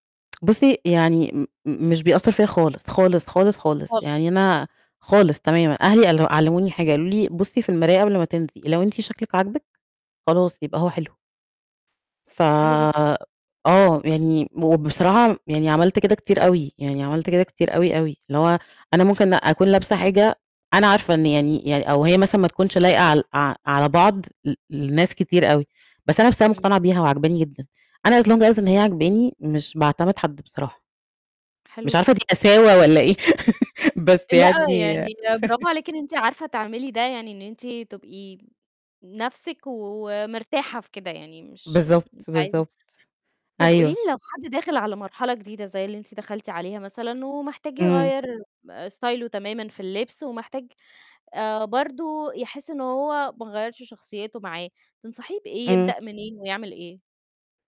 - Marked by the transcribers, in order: in English: "as long as"; chuckle; in English: "ستايله"
- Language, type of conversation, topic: Arabic, podcast, احكيلي عن أول مرة حسّيتي إن لبسك بيعبر عنك؟